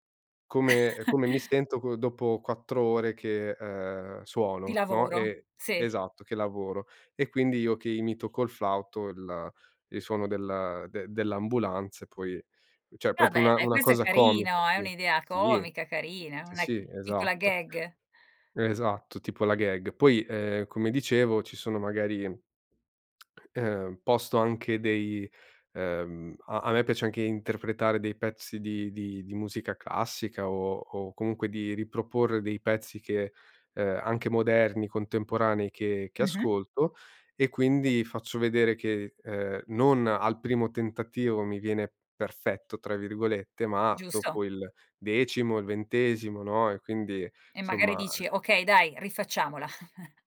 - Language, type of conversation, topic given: Italian, podcast, In che modo i social distorcono la percezione del successo?
- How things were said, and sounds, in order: chuckle; "cioè" said as "ceh"; "proprio" said as "propio"; lip smack; chuckle